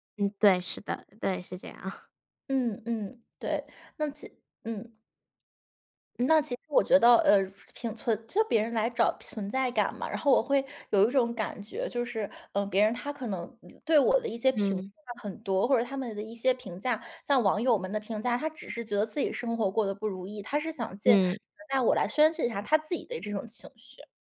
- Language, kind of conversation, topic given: Chinese, podcast, 你会如何应对别人对你变化的评价？
- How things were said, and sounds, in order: laugh